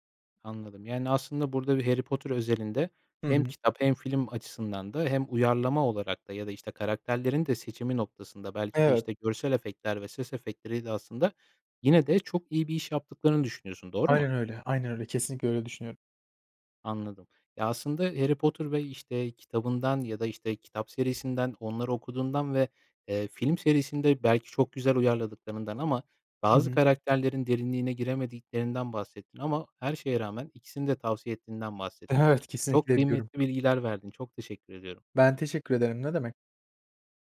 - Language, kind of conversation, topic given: Turkish, podcast, Bir kitabı filme uyarlasalar, filmde en çok neyi görmek isterdin?
- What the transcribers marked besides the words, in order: none